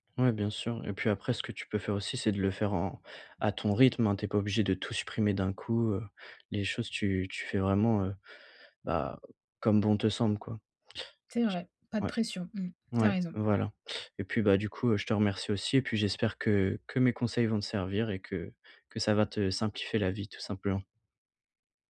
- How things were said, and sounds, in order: other background noise
- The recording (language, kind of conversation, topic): French, advice, Comment puis-je simplifier mes appareils et mes comptes numériques pour alléger mon quotidien ?